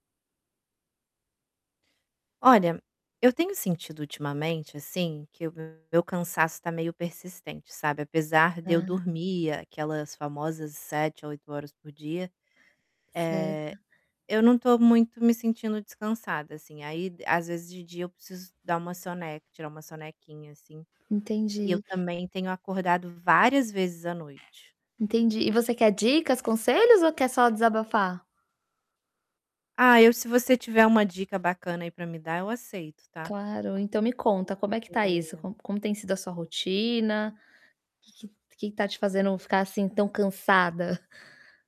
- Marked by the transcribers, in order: static; distorted speech; tapping; mechanical hum
- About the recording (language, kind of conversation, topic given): Portuguese, advice, Por que ainda me sinto cansado mesmo passando muitas horas na cama?